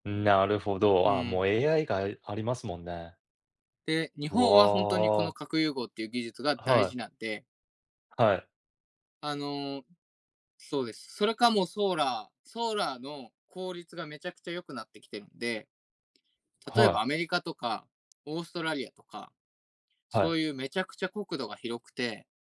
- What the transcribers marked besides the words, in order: other background noise
- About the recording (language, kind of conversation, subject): Japanese, unstructured, 宇宙についてどう思いますか？